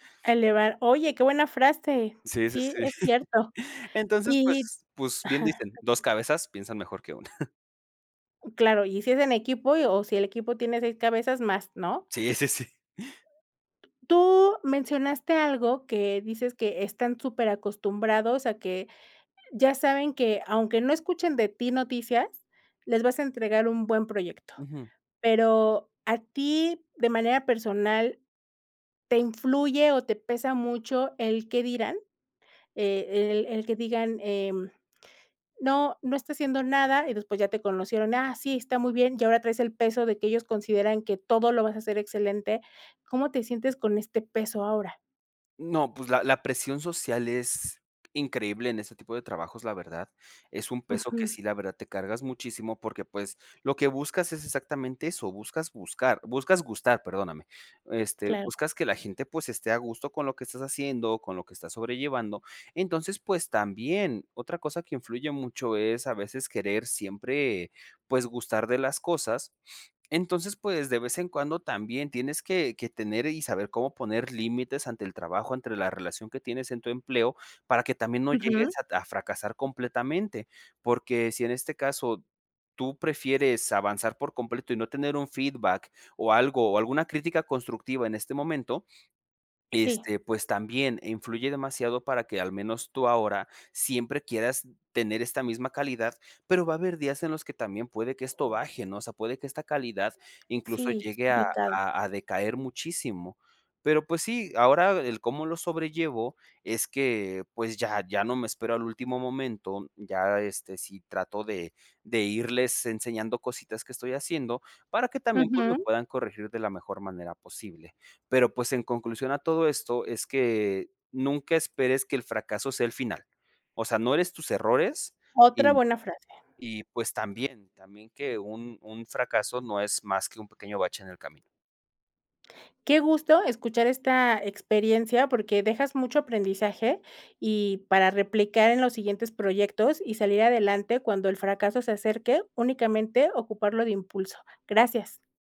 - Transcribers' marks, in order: chuckle; giggle; other background noise; tapping
- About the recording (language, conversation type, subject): Spanish, podcast, ¿Cómo usas el fracaso como trampolín creativo?